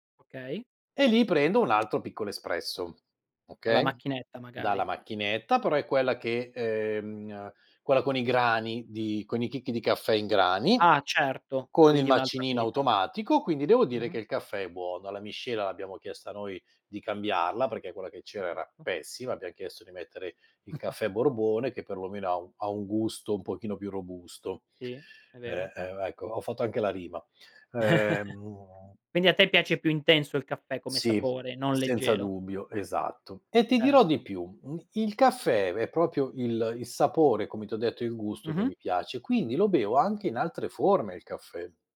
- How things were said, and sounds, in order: chuckle; chuckle; "proprio" said as "propio"
- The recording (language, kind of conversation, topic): Italian, podcast, Come bilanci la caffeina e il riposo senza esagerare?